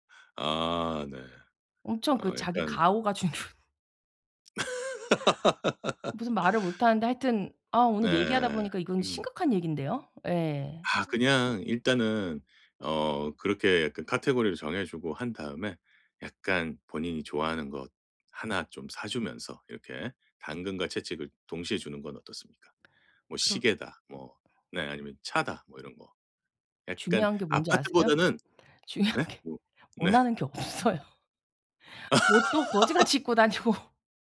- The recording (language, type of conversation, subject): Korean, advice, 가족과 돈 이야기를 편하게 시작하려면 어떻게 해야 할까요?
- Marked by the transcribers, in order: laughing while speaking: "주는"; other background noise; tapping; laugh; other noise; laughing while speaking: "중요한 게"; laughing while speaking: "없어요"; laugh; laughing while speaking: "다니고"